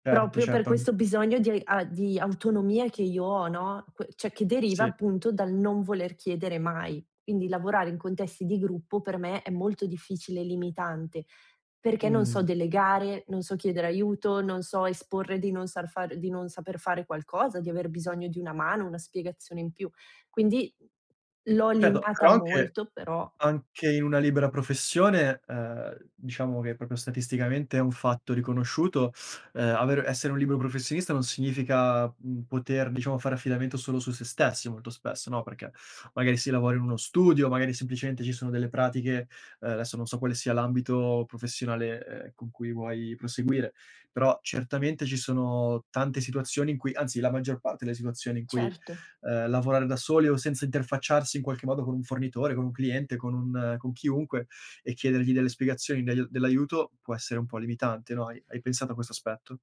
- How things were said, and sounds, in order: "Proprio" said as "propio"; other background noise; "cioè" said as "ceh"; other noise; "proprio" said as "propio"
- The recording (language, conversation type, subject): Italian, podcast, Qual è il ricordo più divertente della tua infanzia?
- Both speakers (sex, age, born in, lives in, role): female, 30-34, Italy, Italy, guest; male, 25-29, Italy, Italy, host